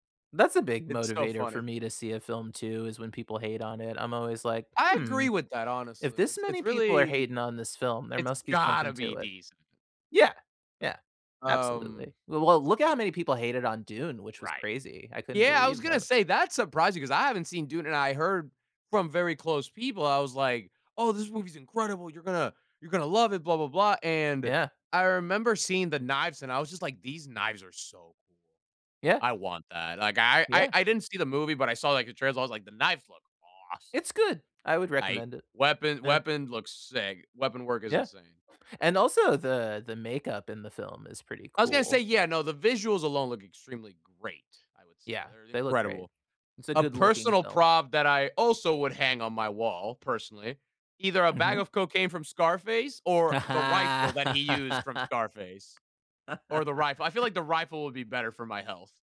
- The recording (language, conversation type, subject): English, unstructured, What film prop should I borrow, and how would I use it?
- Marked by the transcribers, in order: stressed: "gotta"; put-on voice: "Oh, this movie's incredible, you're gonna you're gonna love it"; laugh; tapping; laugh